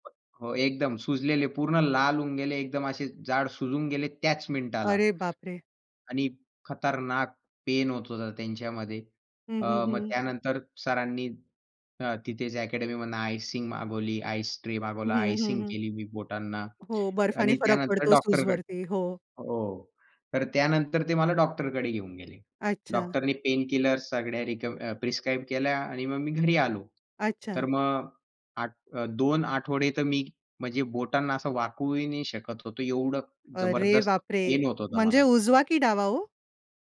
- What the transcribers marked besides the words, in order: tapping; other noise; in English: "पेनकिलर"; in English: "प्रिस्क्राईब"; surprised: "अरे बापरे!"
- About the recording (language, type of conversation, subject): Marathi, podcast, भीतीवर मात करायची असेल तर तुम्ही काय करता?